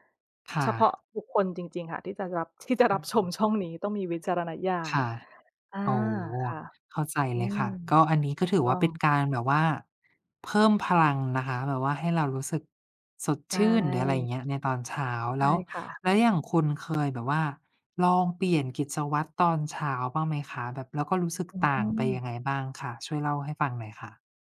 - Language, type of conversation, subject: Thai, unstructured, คุณเริ่มต้นวันใหม่ด้วยกิจวัตรอะไรบ้าง?
- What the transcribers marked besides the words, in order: tapping; other background noise